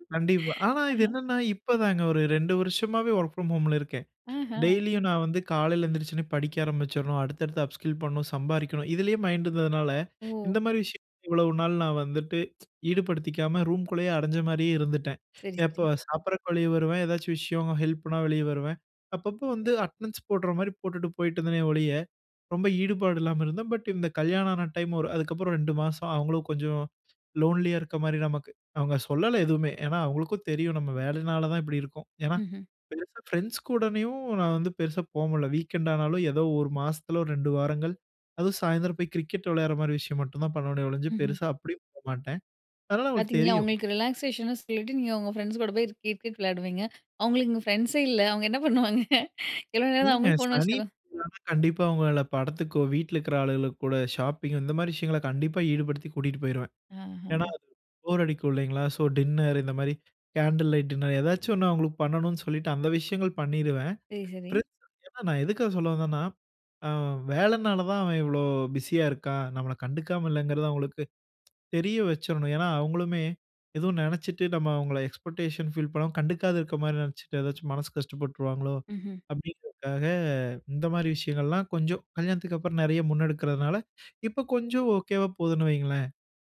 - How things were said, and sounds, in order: in English: "ஒர்க் ஃபிரம் ஹோம்ல"; in English: "அப்ஸ்கில்"; inhale; inhale; in English: "லோன்லியா"; in English: "வீக்கெண்ட்"; laughing while speaking: "அவுங்க என்ன பண்ணுவாங்க"; unintelligible speech; unintelligible speech; in English: "சோ"; in English: "கேண்டில் லைட் டின்னர்"; in English: "எக்ஸ்பெக்டேஷன் ஃபீல்"; inhale
- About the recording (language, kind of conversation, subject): Tamil, podcast, டிஜிட்டல் டிட்டாக்ஸை எளிதாகக் கடைபிடிக்க முடியுமா, அதை எப்படி செய்யலாம்?